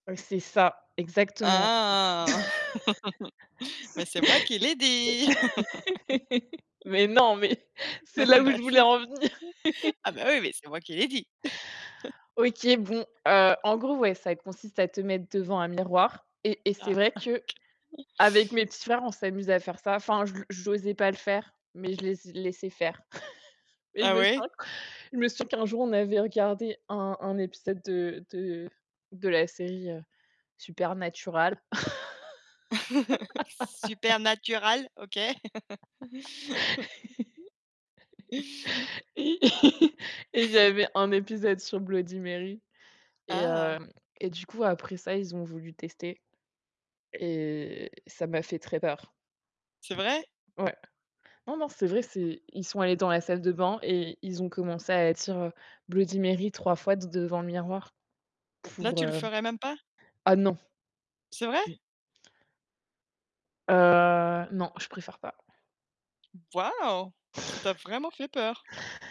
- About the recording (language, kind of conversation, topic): French, unstructured, Comment réagis-tu à la peur dans les films d’horreur ?
- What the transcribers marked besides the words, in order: laugh; other background noise; laugh; laughing while speaking: "C'est"; laugh; tapping; laugh; laugh; laugh; chuckle; chuckle; laugh; laughing while speaking: "et"; chuckle; laugh; chuckle; chuckle